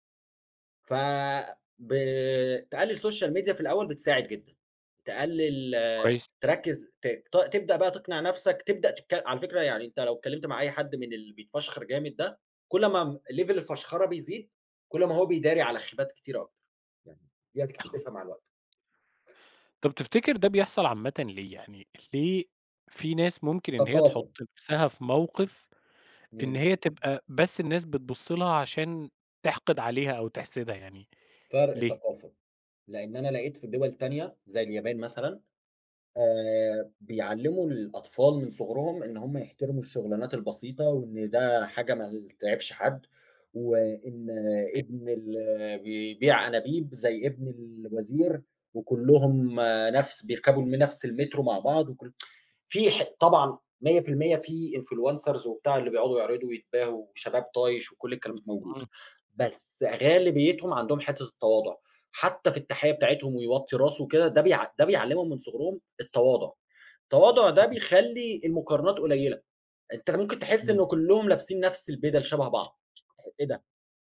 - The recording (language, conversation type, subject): Arabic, podcast, إيه أسهل طريقة تبطّل تقارن نفسك بالناس؟
- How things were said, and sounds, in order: in English: "social media"; in English: "level"; unintelligible speech; other noise; tapping; tsk; in English: "influencers"; unintelligible speech